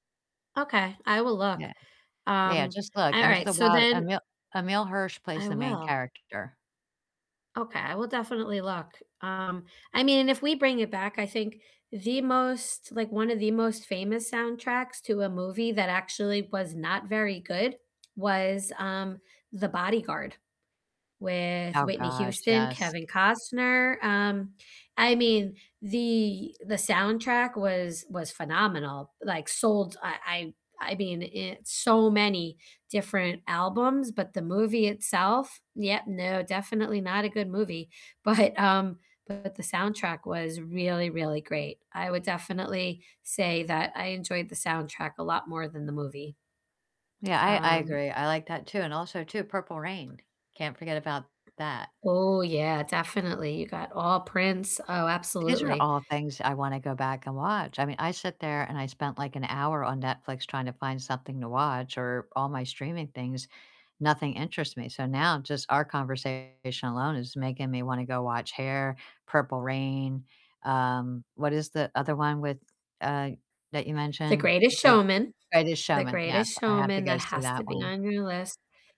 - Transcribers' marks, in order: distorted speech; static; other background noise; tapping; laughing while speaking: "but"
- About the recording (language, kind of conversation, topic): English, unstructured, Which movie soundtracks or scores do you love more than the films they accompany, and why?